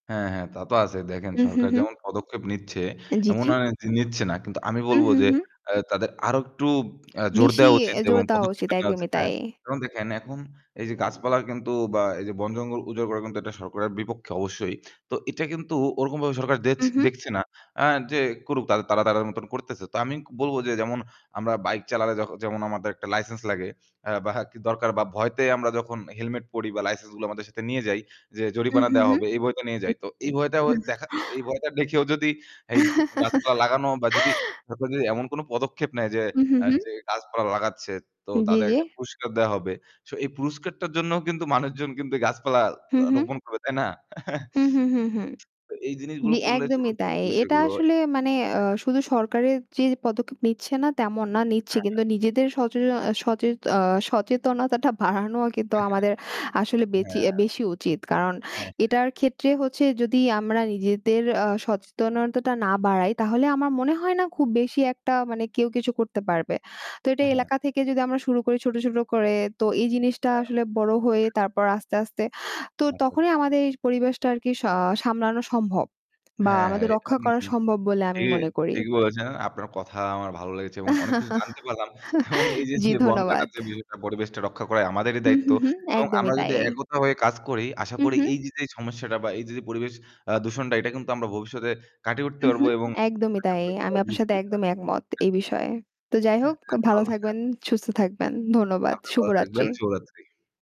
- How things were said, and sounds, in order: other background noise; "আমি" said as "আমিক"; "জরিমানা" said as "জরিপানা"; distorted speech; chuckle; chuckle; laughing while speaking: "বাড়ানোও"; cough; unintelligible speech; laugh; static
- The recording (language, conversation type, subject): Bengali, unstructured, বন কাটার ফলে পরিবেশে কী কী পরিবর্তন ঘটে?